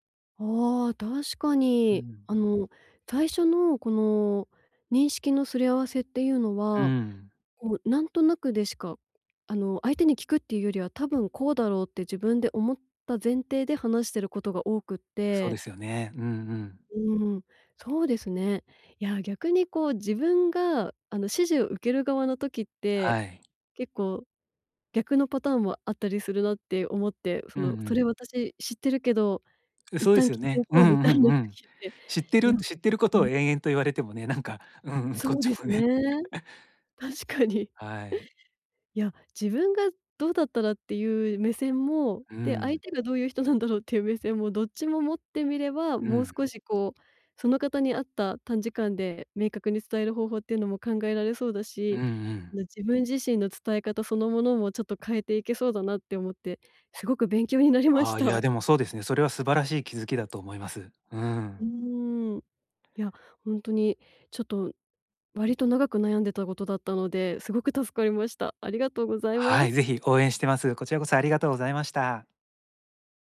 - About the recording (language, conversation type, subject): Japanese, advice, 短時間で会議や発表の要点を明確に伝えるには、どうすればよいですか？
- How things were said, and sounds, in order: laughing while speaking: "みたいな"; unintelligible speech; laughing while speaking: "なんか、うん、こっちもね"; laughing while speaking: "確かに"; chuckle